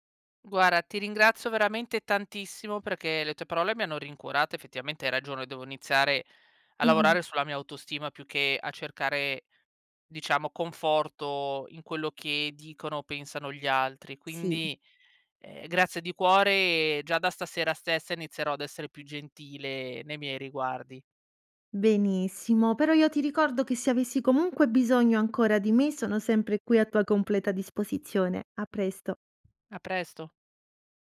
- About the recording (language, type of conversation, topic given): Italian, advice, Come posso gestire la sindrome dell’impostore nonostante piccoli successi iniziali?
- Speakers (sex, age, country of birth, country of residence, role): female, 30-34, Italy, Italy, advisor; female, 35-39, Italy, Belgium, user
- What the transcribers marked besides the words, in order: "Guarda" said as "guara"; other background noise